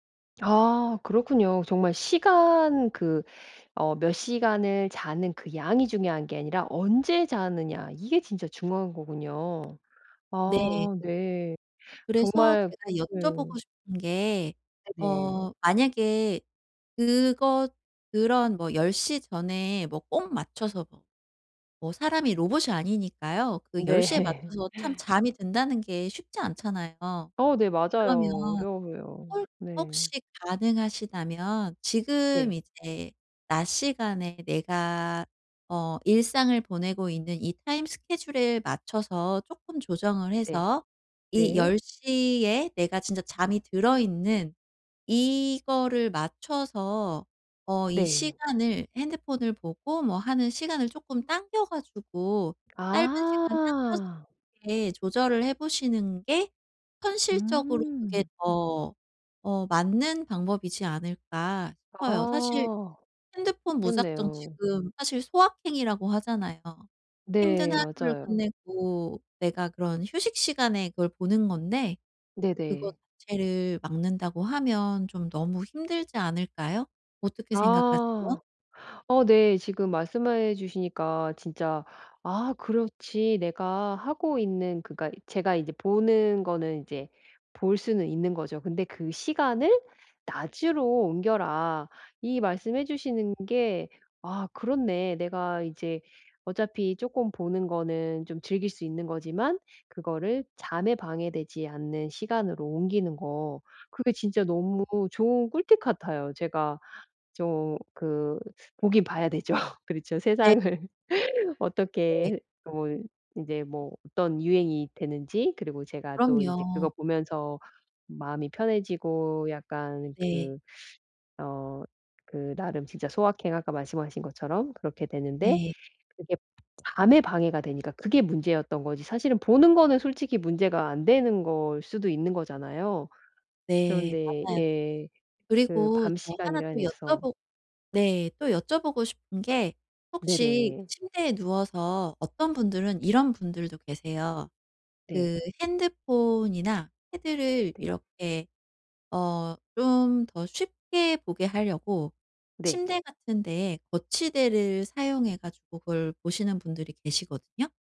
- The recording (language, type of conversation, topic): Korean, advice, 잠자기 전에 스크린 사용을 줄이려면 어떻게 시작하면 좋을까요?
- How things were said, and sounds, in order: other background noise; laugh; laughing while speaking: "되죠"; laughing while speaking: "세상을"; teeth sucking